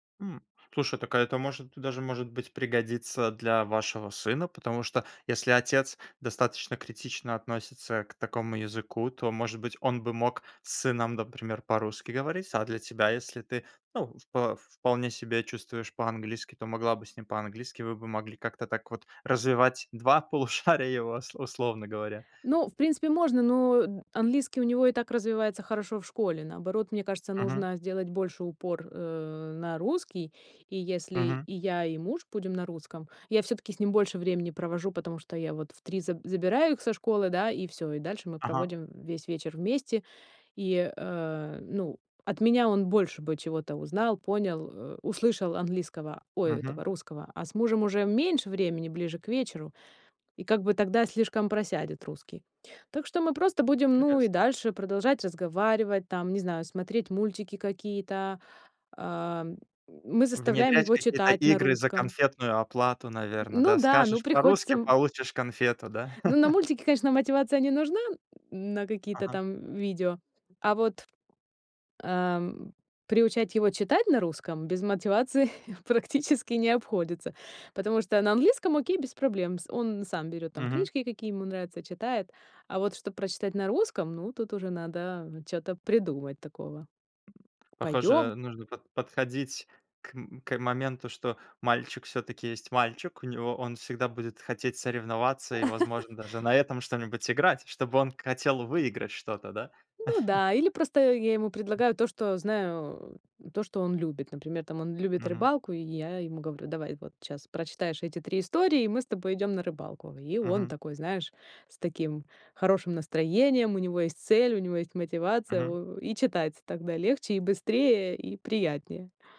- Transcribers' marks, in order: tapping; chuckle; chuckle; grunt; chuckle; other background noise; chuckle
- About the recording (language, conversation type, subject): Russian, podcast, Как ты относишься к смешению языков в семье?